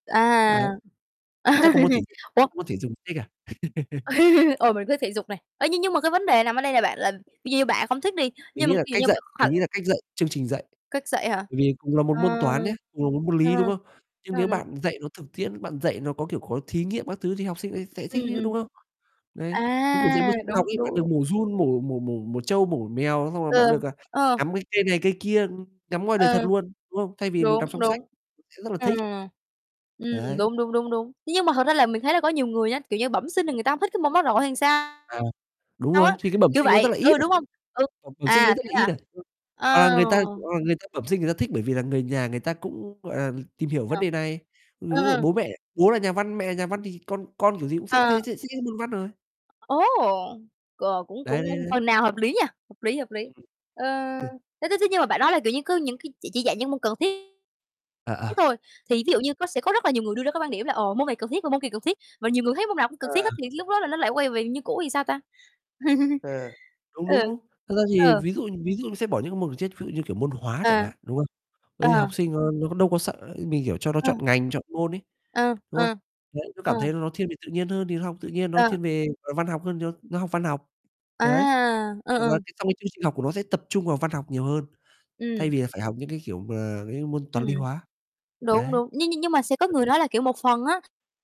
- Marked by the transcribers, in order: other background noise; laugh; distorted speech; laugh; tapping; laugh; unintelligible speech; unintelligible speech; chuckle; unintelligible speech
- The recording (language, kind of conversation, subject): Vietnamese, unstructured, Bạn nghĩ sao về việc học sinh phải làm bài tập về nhà mỗi ngày?